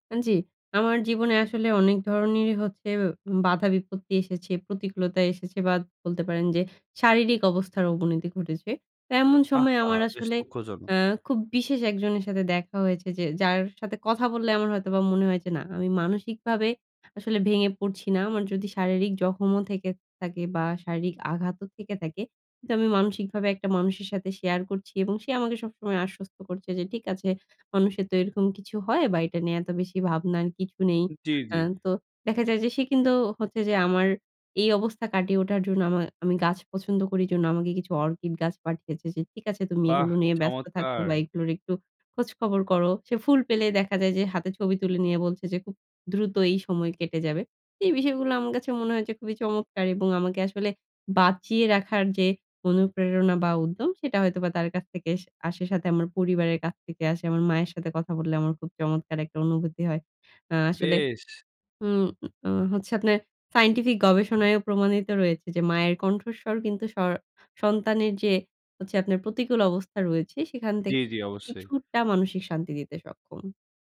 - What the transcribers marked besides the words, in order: none
- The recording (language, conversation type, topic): Bengali, podcast, আঘাত বা অসুস্থতার পর মনকে কীভাবে চাঙ্গা রাখেন?